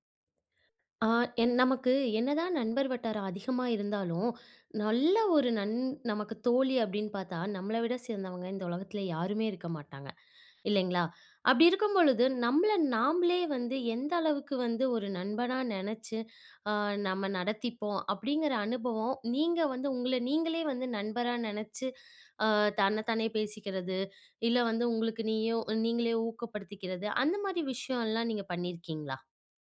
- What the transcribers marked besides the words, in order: none
- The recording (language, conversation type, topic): Tamil, podcast, நீங்கள் உங்களுக்கே ஒரு நல்ல நண்பராக எப்படி இருப்பீர்கள்?